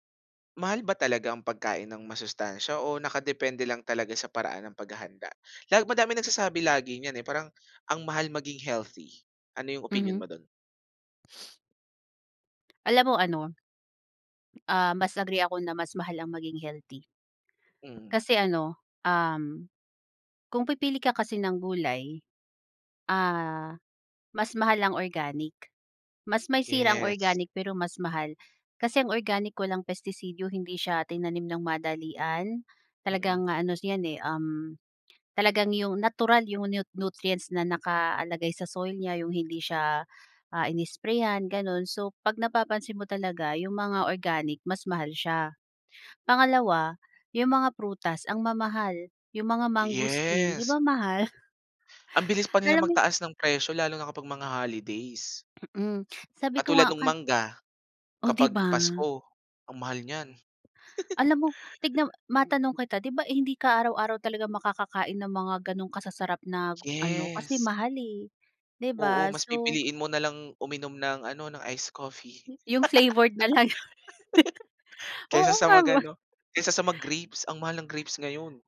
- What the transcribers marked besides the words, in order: tapping; laugh; laugh; chuckle; laughing while speaking: "ba"; other animal sound
- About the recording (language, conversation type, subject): Filipino, podcast, Paano ka nakakatipid para hindi maubos ang badyet sa masustansiyang pagkain?